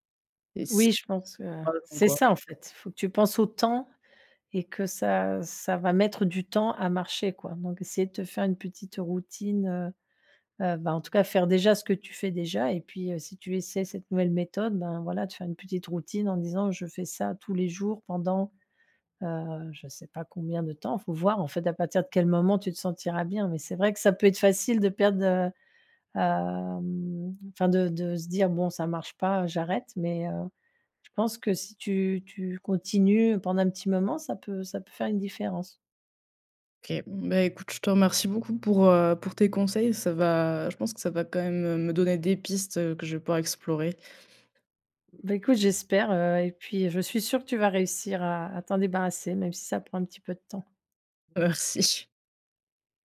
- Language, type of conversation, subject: French, advice, Comment puis-je apprendre à accepter l’anxiété ou la tristesse sans chercher à les fuir ?
- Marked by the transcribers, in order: unintelligible speech; laughing while speaking: "Merci"